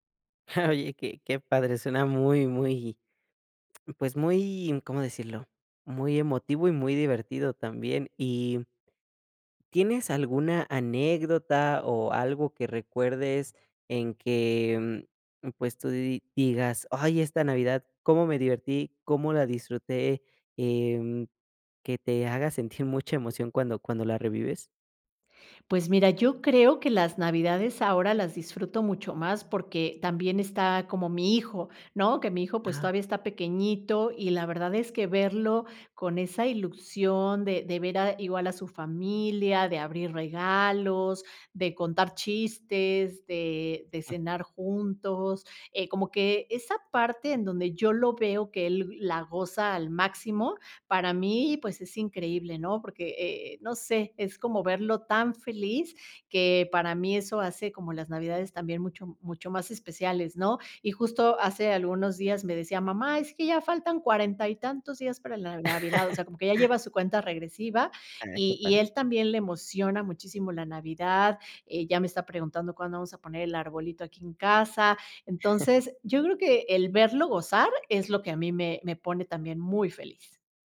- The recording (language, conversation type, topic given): Spanish, podcast, ¿Qué tradición familiar te hace sentir que realmente formas parte de tu familia?
- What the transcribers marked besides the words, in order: other background noise; laugh; chuckle